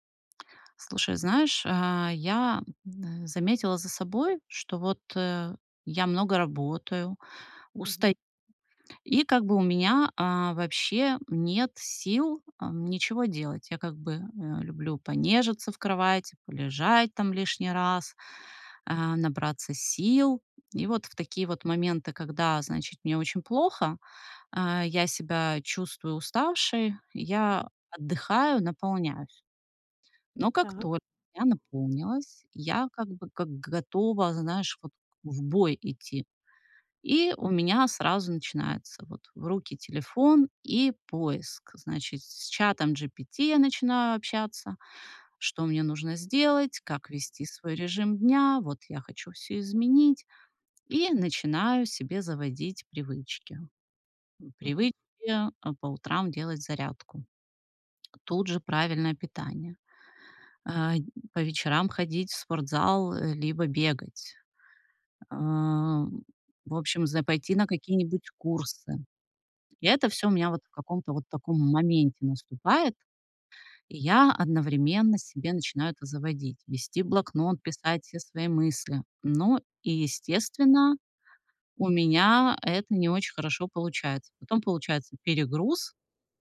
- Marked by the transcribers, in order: other background noise; tapping
- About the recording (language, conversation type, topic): Russian, advice, Как мне не пытаться одновременно сформировать слишком много привычек?